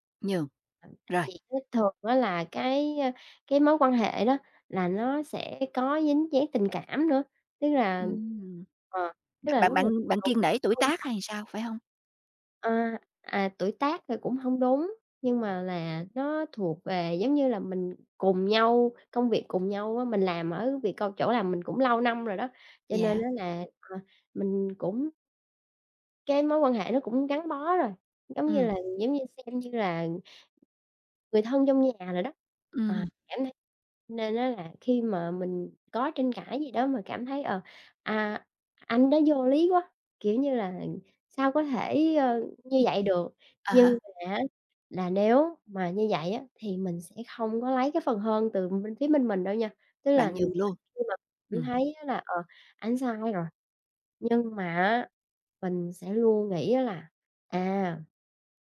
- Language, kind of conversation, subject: Vietnamese, podcast, Làm thế nào để bày tỏ ý kiến trái chiều mà vẫn tôn trọng?
- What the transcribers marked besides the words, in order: unintelligible speech; other background noise